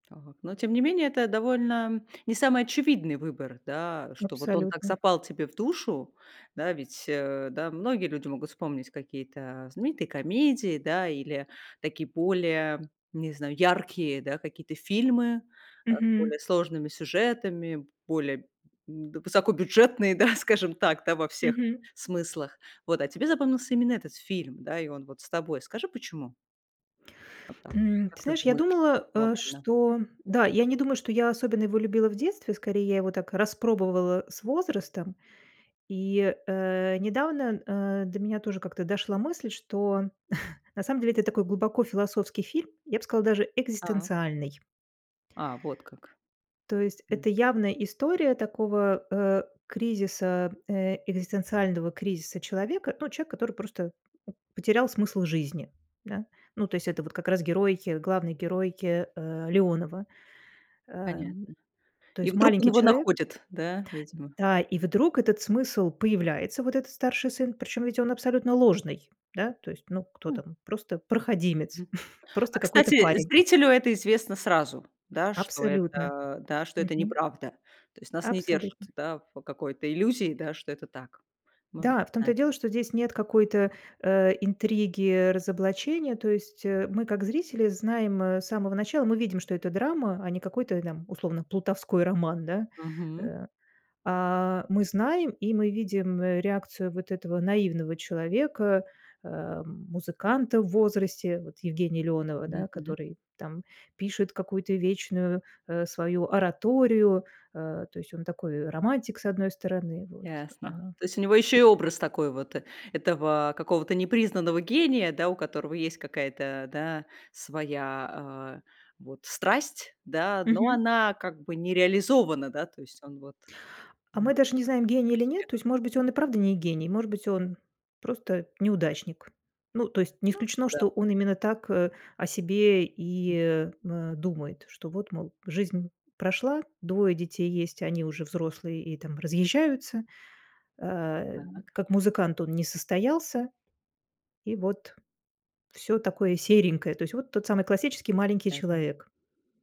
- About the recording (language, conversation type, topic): Russian, podcast, Какой фильм у тебя любимый и почему он тебе так дорог?
- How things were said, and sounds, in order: tapping; other background noise; other noise; laughing while speaking: "да"; chuckle; chuckle; unintelligible speech; unintelligible speech